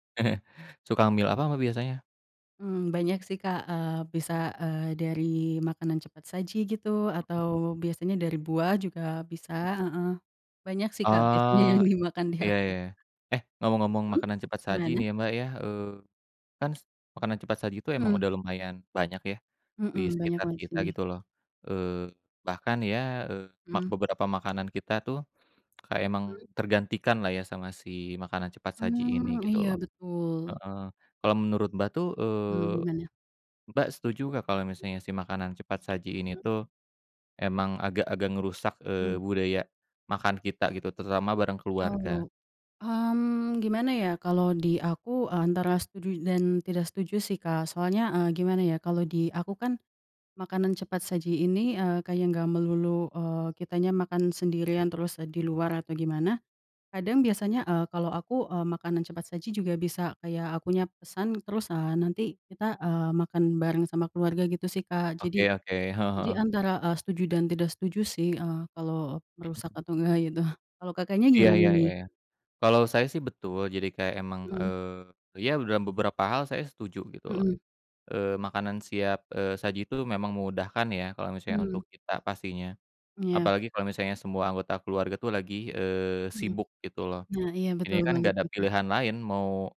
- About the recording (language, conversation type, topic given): Indonesian, unstructured, Apakah kamu setuju bahwa makanan cepat saji merusak budaya makan bersama keluarga?
- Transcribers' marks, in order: chuckle; tapping; laughing while speaking: "biasanya yang dimakan di aku"; other background noise